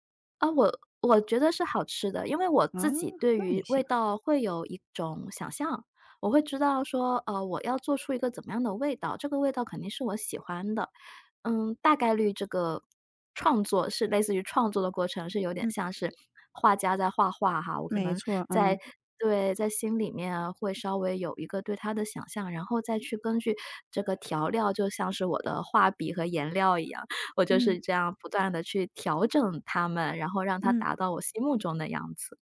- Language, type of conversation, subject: Chinese, podcast, 你会把烹饪当成一种创作吗？
- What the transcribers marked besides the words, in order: tapping; other background noise